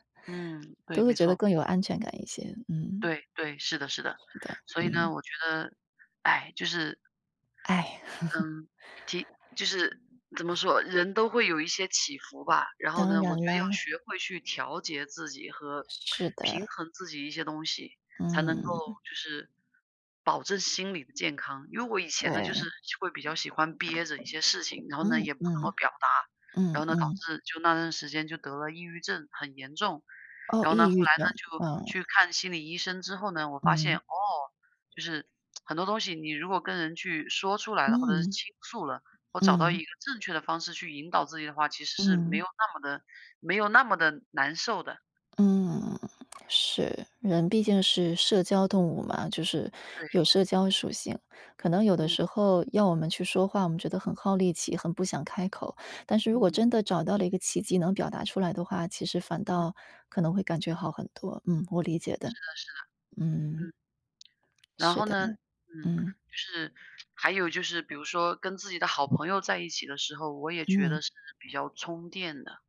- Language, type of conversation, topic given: Chinese, unstructured, 你怎么看待生活中的小确幸？
- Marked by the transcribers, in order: other background noise; chuckle; tsk; throat clearing